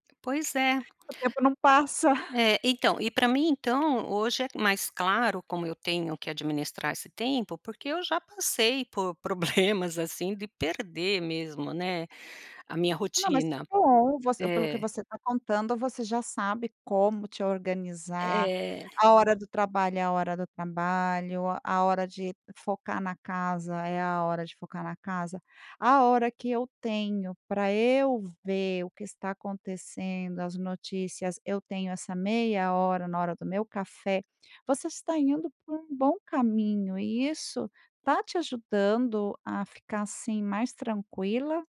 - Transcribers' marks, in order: laugh
- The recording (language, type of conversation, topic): Portuguese, podcast, Como você percebe que está sobrecarregado de informação?